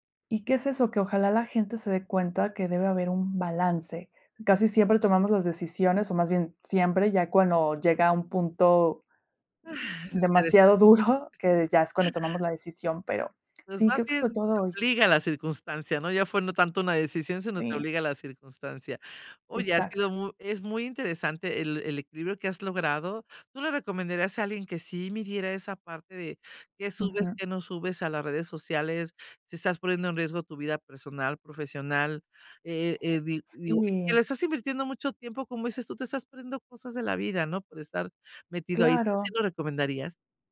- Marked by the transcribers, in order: laughing while speaking: "duro"; other background noise
- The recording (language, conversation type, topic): Spanish, podcast, ¿Qué límites estableces entre tu vida personal y tu vida profesional en redes sociales?